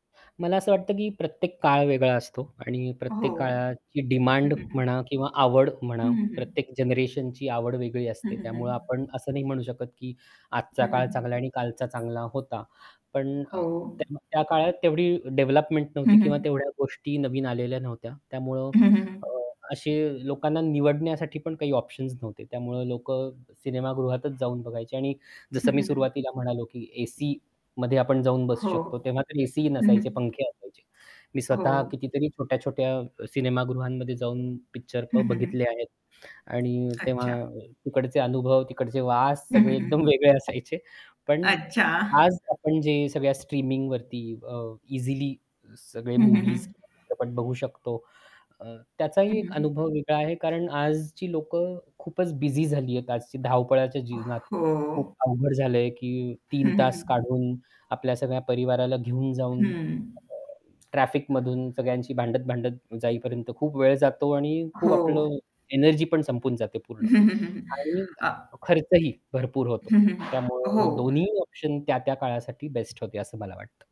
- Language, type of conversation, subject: Marathi, podcast, स्ट्रीमिंग सेवा तुला सिनेमागृहापेक्षा कशी वाटते?
- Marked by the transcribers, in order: static; other background noise; distorted speech; chuckle; laughing while speaking: "एकदम वेगळे असायचे"